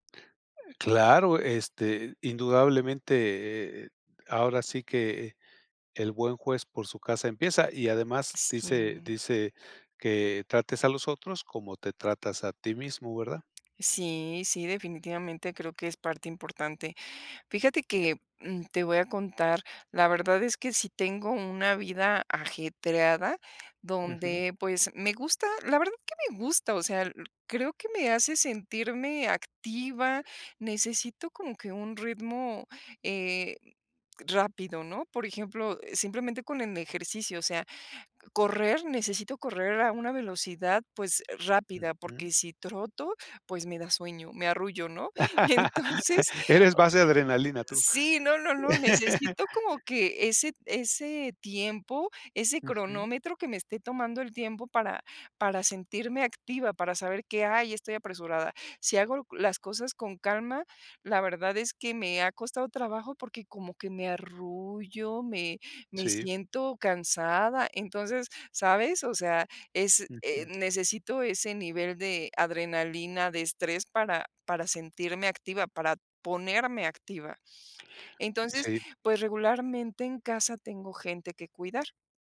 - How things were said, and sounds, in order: other noise; other background noise; laugh; laughing while speaking: "Y entonces"; chuckle
- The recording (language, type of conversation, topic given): Spanish, podcast, ¿Qué pequeño placer cotidiano te alegra el día?